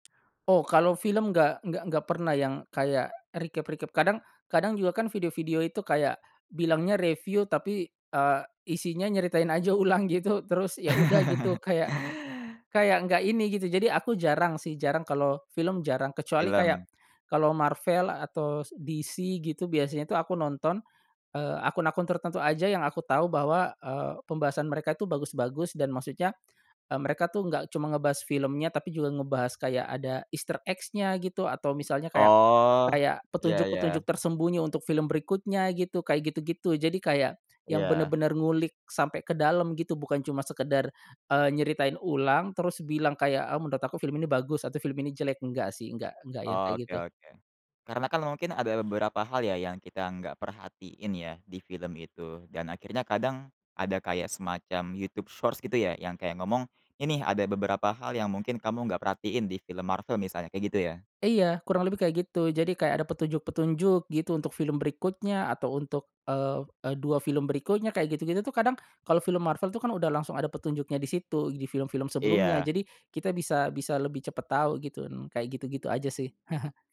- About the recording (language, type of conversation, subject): Indonesian, podcast, Bagaimana pengalamanmu menonton film di bioskop dibandingkan di rumah?
- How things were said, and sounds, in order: other background noise; in English: "recap-recap"; chuckle; in English: "DC"; in English: "easter eggs-nya"; other weather sound; chuckle